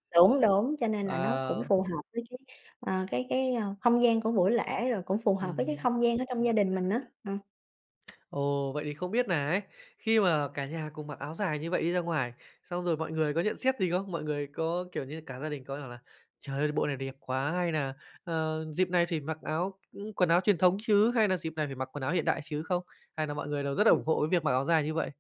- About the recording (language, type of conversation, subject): Vietnamese, podcast, Bộ đồ nào khiến bạn tự tin nhất, và vì sao?
- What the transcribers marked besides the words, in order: tapping; other background noise